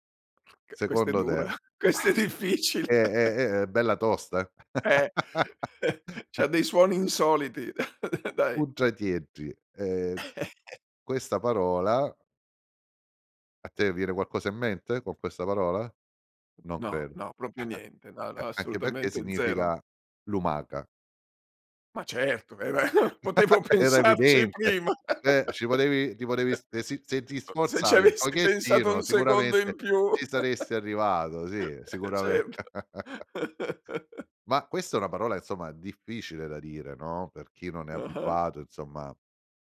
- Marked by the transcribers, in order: other background noise; chuckle; laughing while speaking: "questa è difficile!"; chuckle; laugh; chuckle; put-on voice: "Uddratieddri"; chuckle; tapping; "proprio" said as "propio"; chuckle; chuckle; laughing while speaking: "potevo pensarci prima! Se ci avessi"; chuckle; unintelligible speech; chuckle; laughing while speaking: "eh, certo"; chuckle; "insomma" said as "inzomma"; "insomma" said as "inzomma"
- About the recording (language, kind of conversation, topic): Italian, podcast, Che ruolo ha il dialetto nella tua identità?